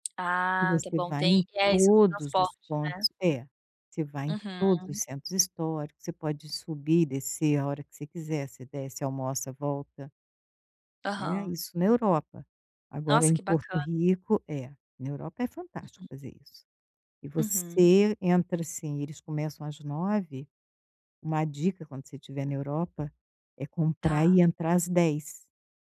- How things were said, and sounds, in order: tapping; throat clearing
- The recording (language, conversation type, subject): Portuguese, advice, Como posso economizar nas férias sem sacrificar experiências inesquecíveis?